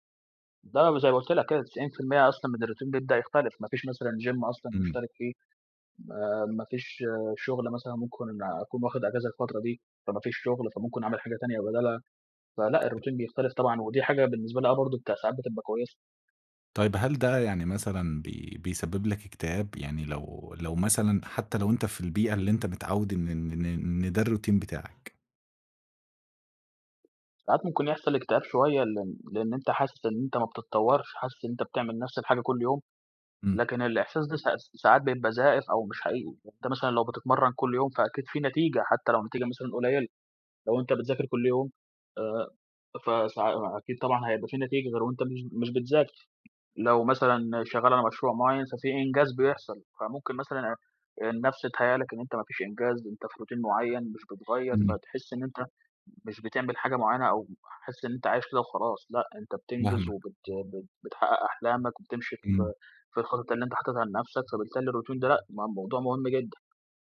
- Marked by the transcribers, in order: in English: "الروتين"; in English: "gym"; in English: "الروتين"; tapping; other background noise; background speech; in English: "الروتين"
- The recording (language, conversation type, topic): Arabic, podcast, إيه روتينك المعتاد الصبح؟